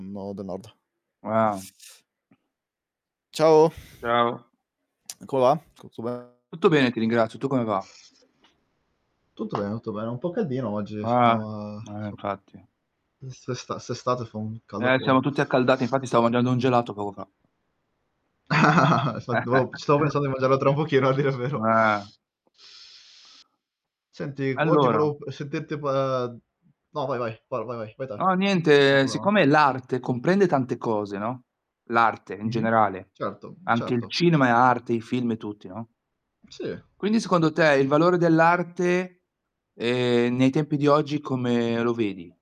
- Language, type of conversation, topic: Italian, unstructured, Qual è il vero valore dell’arte contemporanea oggi?
- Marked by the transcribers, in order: static; "Nord" said as "nod"; tapping; other background noise; distorted speech; drawn out: "so"; giggle; chuckle; drawn out: "pa"